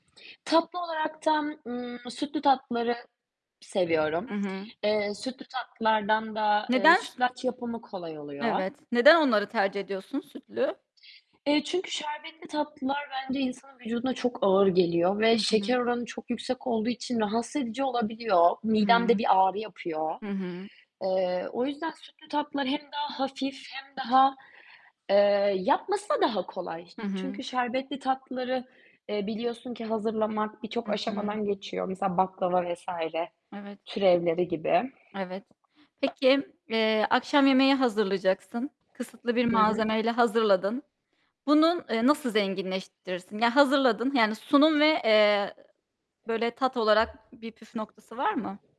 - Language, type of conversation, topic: Turkish, podcast, Elinde az malzeme varken ne tür yemekler yaparsın?
- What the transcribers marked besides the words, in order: distorted speech; other background noise; static